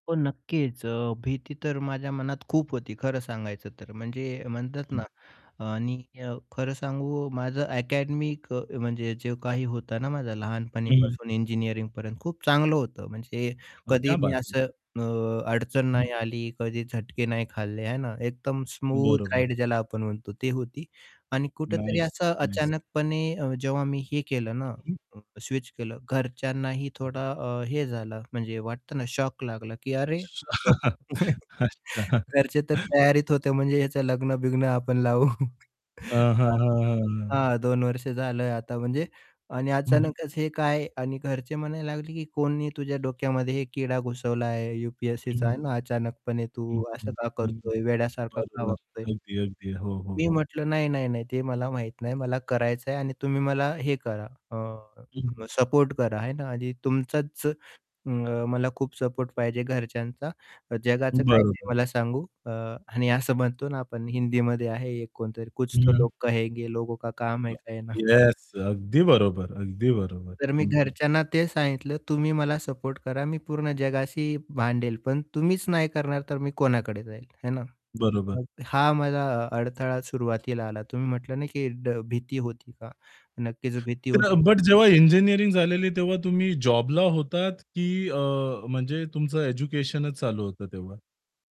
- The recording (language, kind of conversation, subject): Marathi, podcast, पुन्हा सुरुवात करण्याची वेळ तुमच्यासाठी कधी आली?
- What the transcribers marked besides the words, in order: static; distorted speech; in English: "अकॅडमिक"; in Hindi: "क्या बात है"; mechanical hum; other background noise; laughing while speaking: "अच्छा, अच्छा"; unintelligible speech; chuckle; laughing while speaking: "लावू"; in Hindi: "कुछ तो लोग कहेंगे, लोगो का काम है कहना"; unintelligible speech; laughing while speaking: "कहना"; tapping